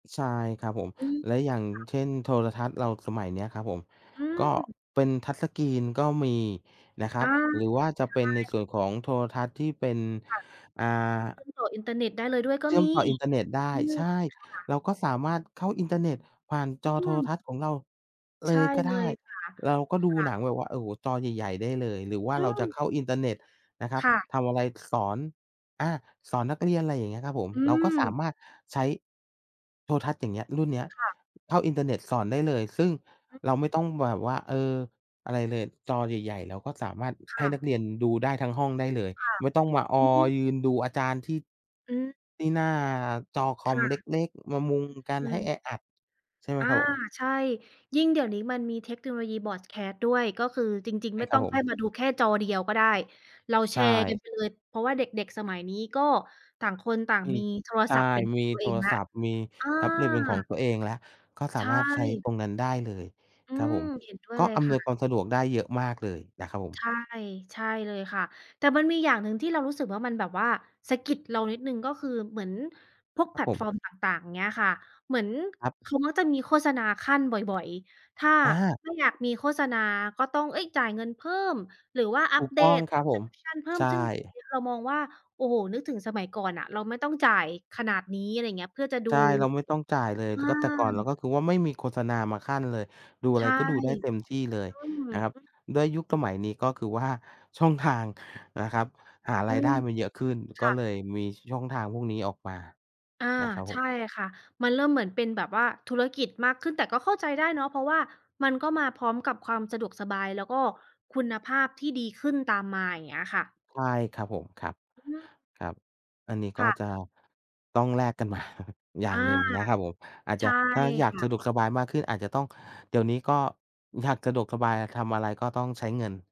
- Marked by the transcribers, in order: in English: "Touch Screen"; in English: "Broadcast"; in English: "Subscription"; other background noise; laughing while speaking: "กันมา"
- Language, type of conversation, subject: Thai, unstructured, คุณชอบใช้เทคโนโลยีเพื่อความบันเทิงแบบไหนมากที่สุด?